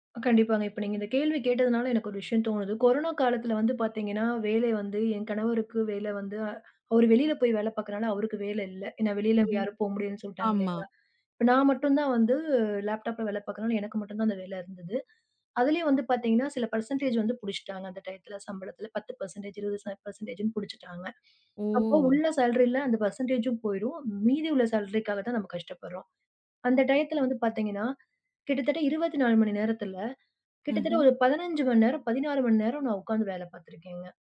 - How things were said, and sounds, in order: in English: "லேப்டாப்ல"; in English: "பெர்ஸண்டேஜ்"; in English: "டைம்ல"; in English: "பத்து பெர்ஸன்டேஜ் இருவது பெர்ஸன்டேஜ்ன்னு"; in English: "சாலரி"; in English: "பெர்ஸன்டேஜும்"; in English: "சாலரிக்காக"; in English: "டையத்துல"
- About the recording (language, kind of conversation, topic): Tamil, podcast, சம்பளமும் வேலைத் திருப்தியும்—இவற்றில் எதற்கு நீங்கள் முன்னுரிமை அளிக்கிறீர்கள்?